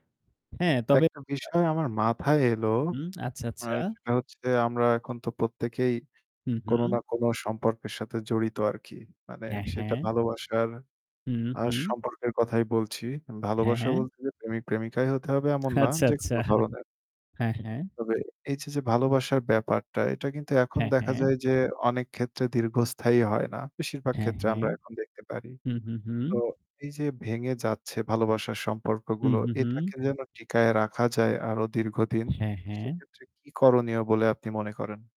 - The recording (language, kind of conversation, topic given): Bengali, unstructured, ভালোবাসার সম্পর্ককে সারা জীবনের জন্য টিকিয়ে রাখতে তুমি কী করো?
- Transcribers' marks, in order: other background noise; laughing while speaking: "আচ্ছা, আচ্ছা"